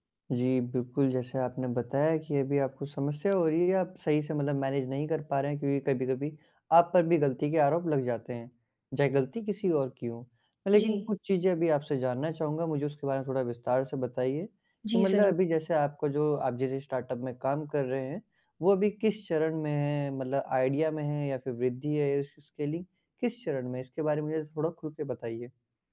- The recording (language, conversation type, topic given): Hindi, advice, स्टार्टअप में मजबूत टीम कैसे बनाऊँ और कर्मचारियों को लंबे समय तक कैसे बनाए रखूँ?
- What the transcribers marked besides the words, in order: tapping; in English: "मैनेज"; in English: "स्टार्टअप"; in English: "आइडिया"